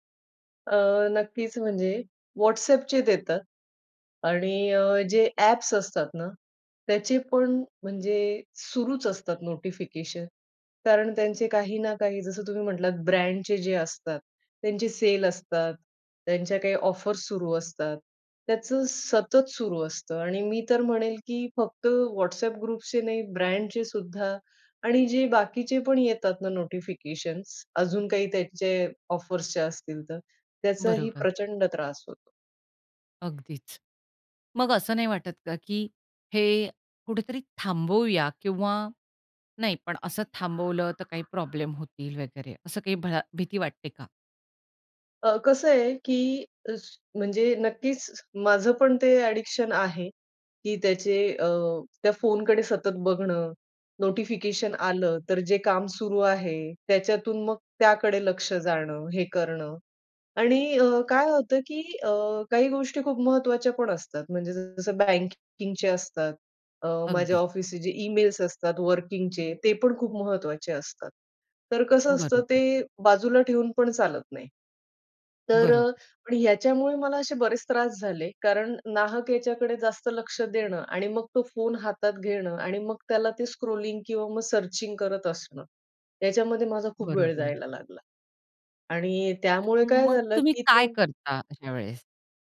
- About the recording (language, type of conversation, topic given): Marathi, podcast, सूचनांवर तुम्ही नियंत्रण कसे ठेवता?
- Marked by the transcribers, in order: in English: "ग्रुप्सचे"; bird; in English: "एडिक्शन"; in English: "स्क्रॉलिंग"; in English: "सर्चिंग"